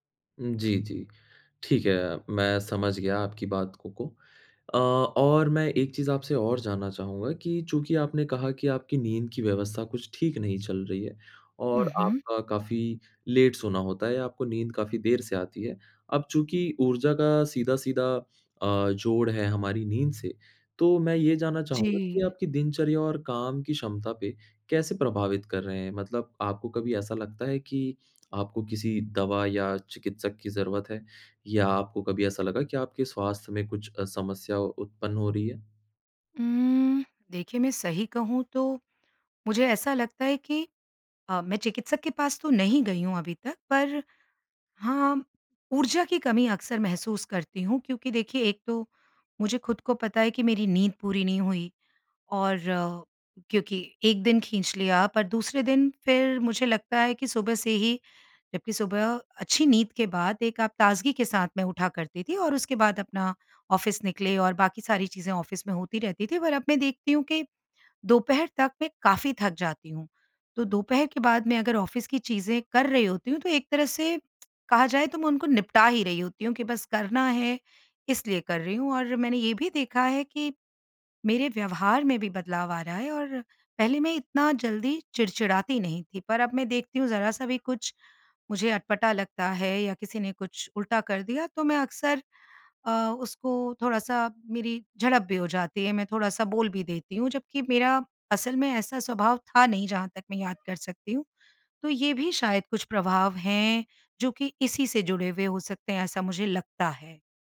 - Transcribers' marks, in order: in English: "लेट"; in English: "ऑफिस"; in English: "ऑफिस"; in English: "ऑफिस"
- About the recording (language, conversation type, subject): Hindi, advice, क्या चिंता के कारण आपको रात में नींद नहीं आती और आप सुबह थका हुआ महसूस करके उठते हैं?